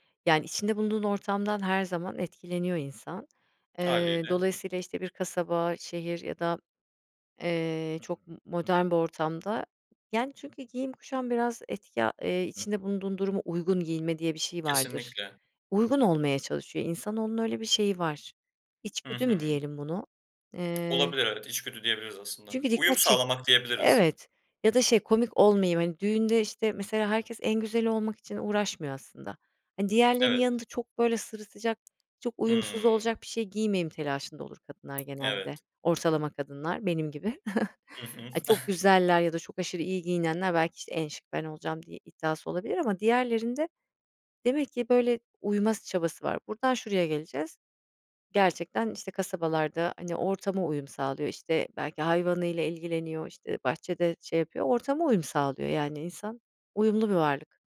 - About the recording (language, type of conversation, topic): Turkish, podcast, Giyim tarzın yıllar içinde nasıl değişti?
- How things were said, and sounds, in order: other background noise; tapping; chuckle; giggle